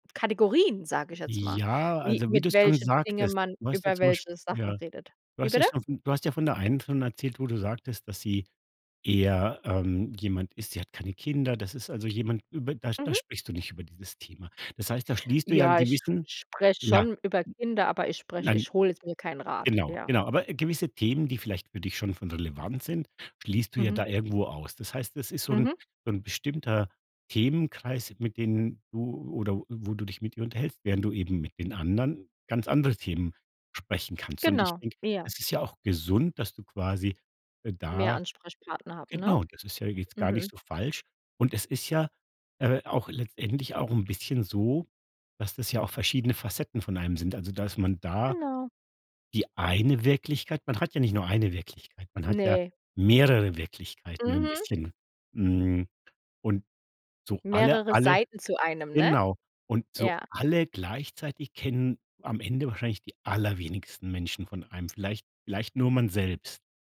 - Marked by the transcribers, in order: other background noise
- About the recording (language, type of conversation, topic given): German, podcast, Wie findest du Menschen, bei denen du wirklich du selbst sein kannst?